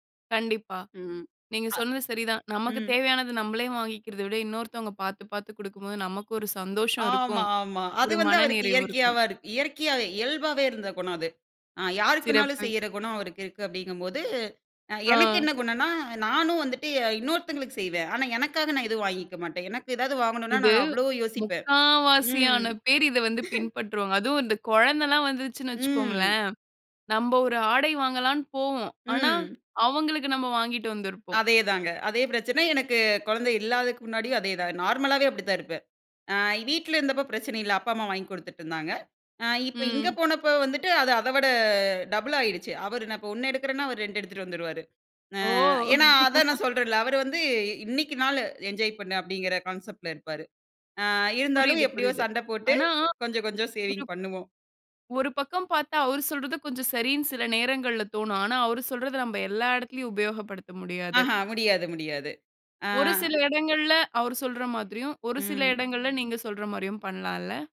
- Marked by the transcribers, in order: laugh; laugh; in English: "கான்செப்ட்"; unintelligible speech
- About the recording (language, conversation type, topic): Tamil, podcast, திருமணத்திற்கு முன் பேசிக்கொள்ள வேண்டியவை என்ன?